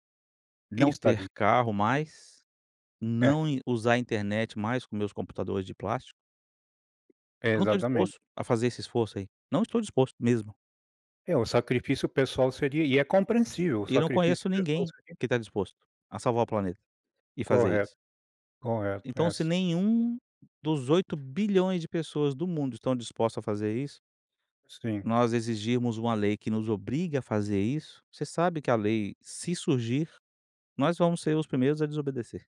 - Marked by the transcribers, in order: tapping
- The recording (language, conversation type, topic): Portuguese, podcast, Como o lixo plástico modifica nossos rios e oceanos?